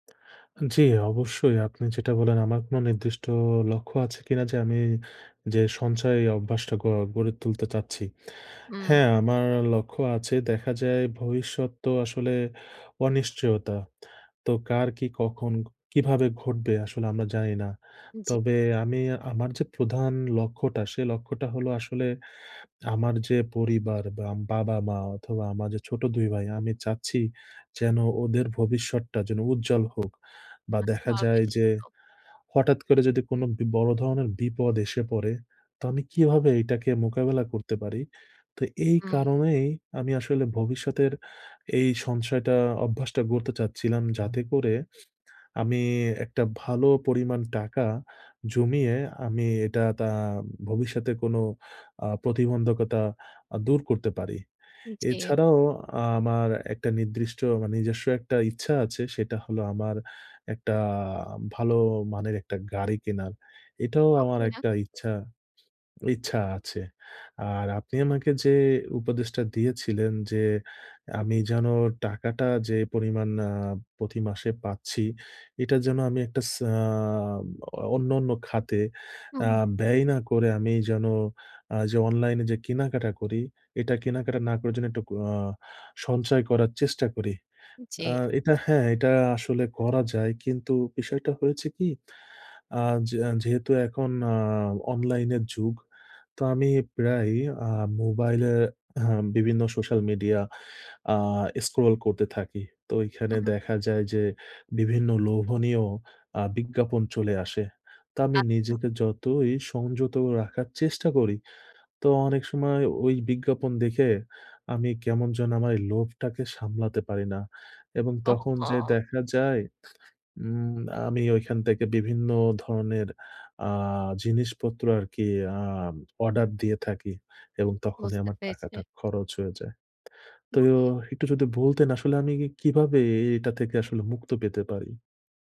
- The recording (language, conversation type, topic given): Bengali, advice, আর্থিক সঞ্চয় শুরু করে তা ধারাবাহিকভাবে চালিয়ে যাওয়ার স্থায়ী অভ্যাস গড়তে আমার কেন সমস্যা হচ্ছে?
- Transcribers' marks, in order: snort; "স্ক্রল" said as "ইস্ক্রল"; sad: "ওহহো!"; teeth sucking